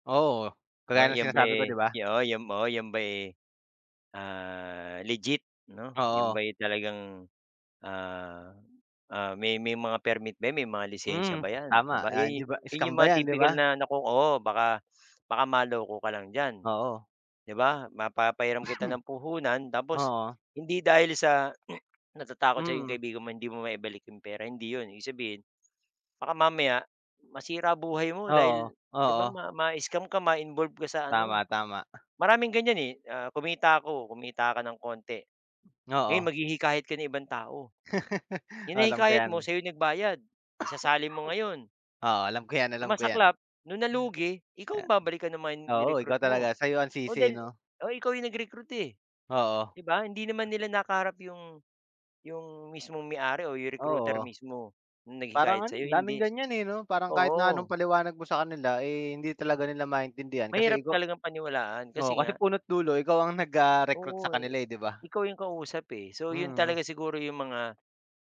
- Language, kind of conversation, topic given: Filipino, unstructured, Ano ang mga natutuhan mo tungkol sa pamumuhunan mula sa mga kaibigan mo?
- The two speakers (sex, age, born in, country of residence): male, 30-34, Philippines, Philippines; male, 50-54, Philippines, Philippines
- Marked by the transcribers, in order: sniff; cough; throat clearing; tapping; laugh; cough; other noise